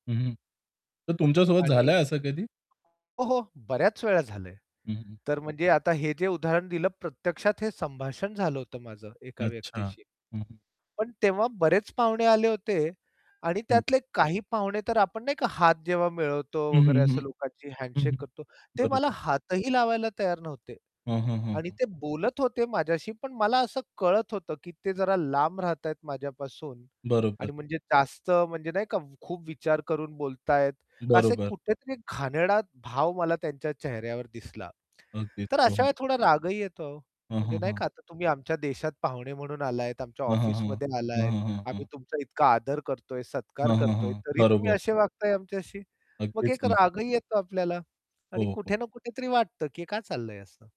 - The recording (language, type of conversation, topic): Marathi, podcast, तुमच्या ओळखीतील नकारात्मक ठोकताळे तुम्ही कसे मोडता?
- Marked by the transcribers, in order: tapping; other background noise; distorted speech; in English: "हँडशेक"